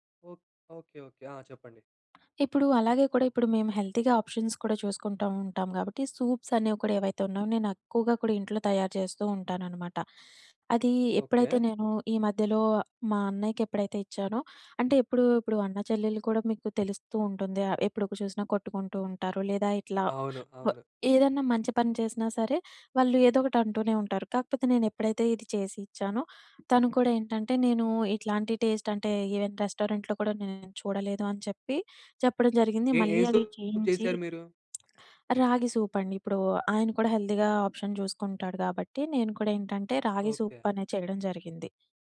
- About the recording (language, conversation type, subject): Telugu, podcast, ఆ వంటకానికి సంబంధించిన ఒక చిన్న కథను చెప్పగలరా?
- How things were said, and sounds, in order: other background noise; tapping; in English: "హెల్తీగా ఆప్షన్స్"; in English: "ఇవెన్ రెస్టారెంట్‌లో"; other noise; in English: "హెల్దీగా ఆప్షన్"